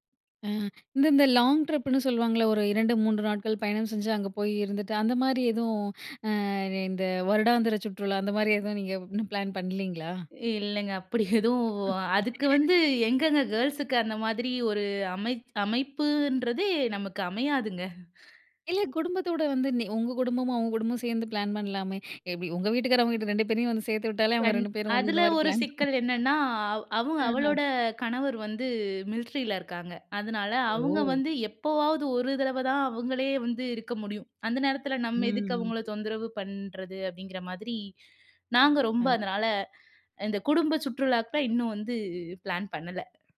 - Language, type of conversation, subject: Tamil, podcast, உணவைப் பகிர்ந்ததனால் நட்பு உருவான ஒரு கதையைச் சொல்ல முடியுமா?
- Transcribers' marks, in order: in English: "லாங் ட்ரிப்புன்னு"; other background noise; laughing while speaking: "எதுவும்"; laugh; unintelligible speech; in English: "மிலிட்ரில"